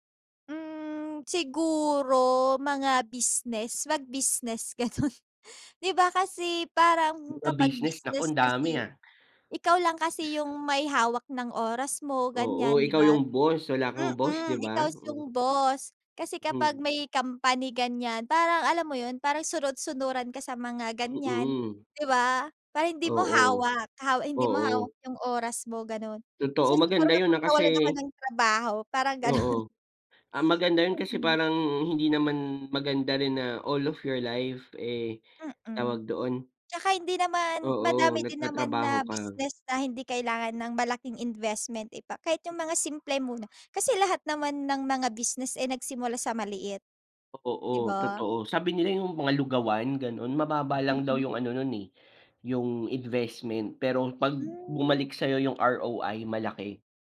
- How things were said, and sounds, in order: "ikaw" said as "ikaws"; in English: "all of your life"
- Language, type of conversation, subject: Filipino, unstructured, Ano ang gagawin mo kung bigla kang mawalan ng trabaho bukas?